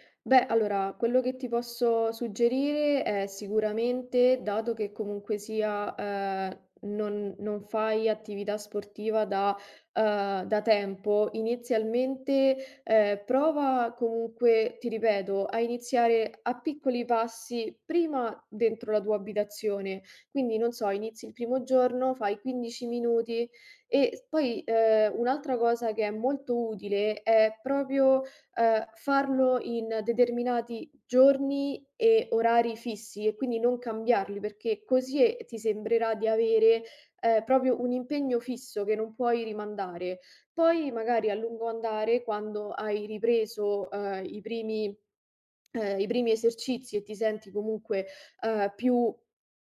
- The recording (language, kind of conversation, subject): Italian, advice, Come posso mantenere la costanza nell’allenamento settimanale nonostante le difficoltà?
- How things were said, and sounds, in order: "proprio" said as "propio"; "proprio" said as "propio"